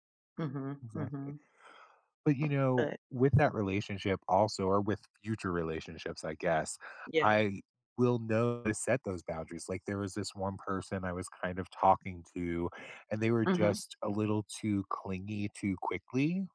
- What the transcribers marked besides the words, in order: tapping
- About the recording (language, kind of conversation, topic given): English, unstructured, How do I keep boundaries with a partner who wants constant check-ins?